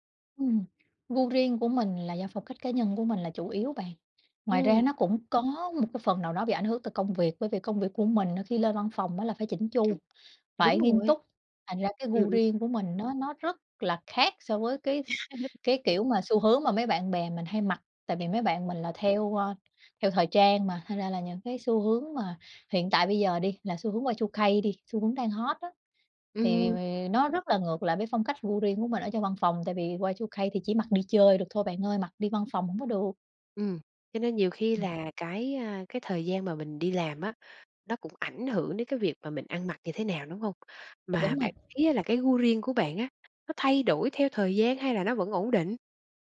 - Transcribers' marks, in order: laugh; tapping; in English: "Y-2-K"; in English: "Y-2-K"; other background noise
- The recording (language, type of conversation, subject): Vietnamese, podcast, Bạn cân bằng giữa xu hướng mới và gu riêng của mình như thế nào?
- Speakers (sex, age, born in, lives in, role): female, 30-34, Vietnam, Vietnam, guest; female, 45-49, Vietnam, Vietnam, host